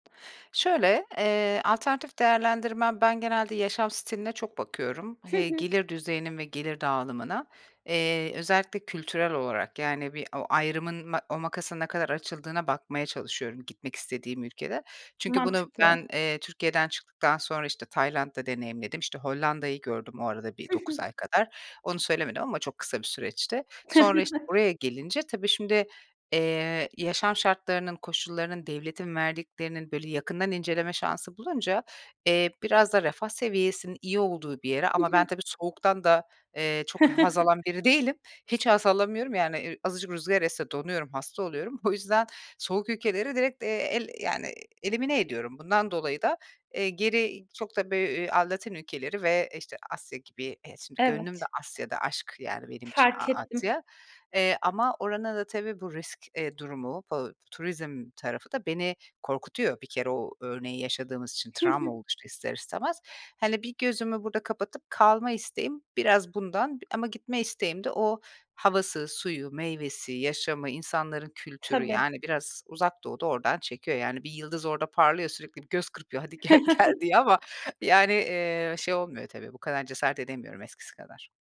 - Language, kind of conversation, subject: Turkish, advice, Yaşam tarzınızı kökten değiştirmek konusunda neden kararsız hissediyorsunuz?
- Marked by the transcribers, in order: chuckle; chuckle; laughing while speaking: "Hadi, gel gel. diye ama"; chuckle